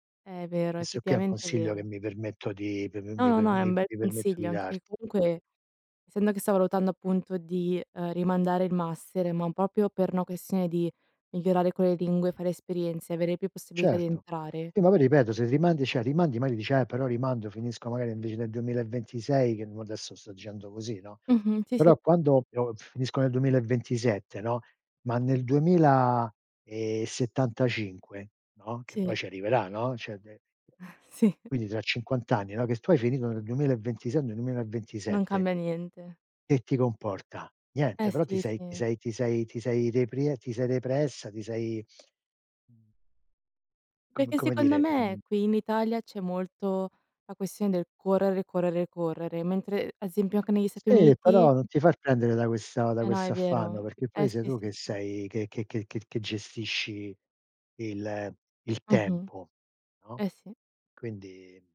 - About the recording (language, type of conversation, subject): Italian, unstructured, Hai un viaggio da sogno che vorresti fare?
- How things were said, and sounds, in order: "proprio" said as "unpopio"; other background noise; chuckle; laughing while speaking: "Sì"; "esempio" said as "sempio"